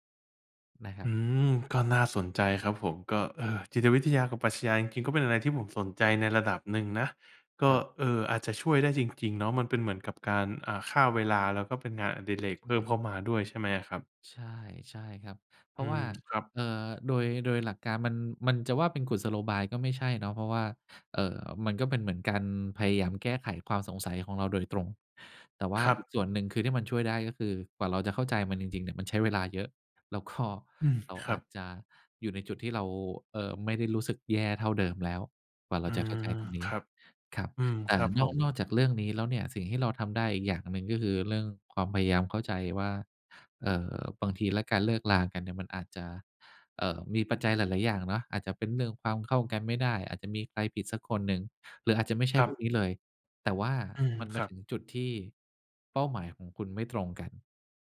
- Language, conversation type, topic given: Thai, advice, คำถามภาษาไทยเกี่ยวกับการค้นหาความหมายชีวิตหลังเลิกกับแฟน
- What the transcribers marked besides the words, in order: laughing while speaking: "ก็"